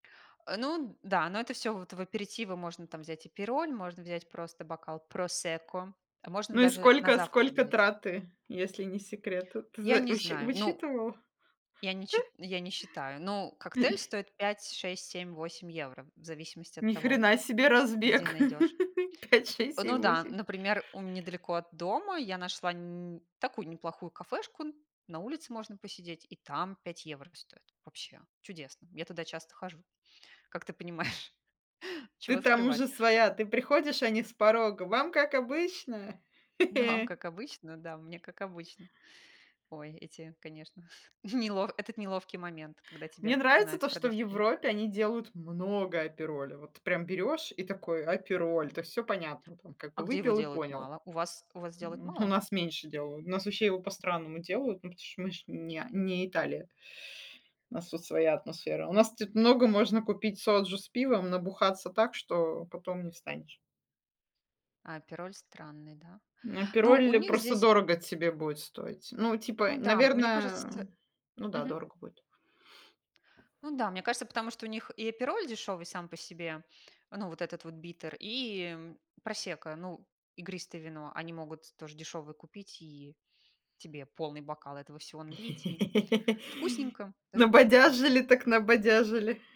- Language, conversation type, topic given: Russian, unstructured, Как ты обычно планируешь бюджет на месяц?
- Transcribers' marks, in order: in Italian: "аперитиво"; chuckle; unintelligible speech; tapping; other background noise; laugh; chuckle; chuckle; other noise; laughing while speaking: "нелов"; laugh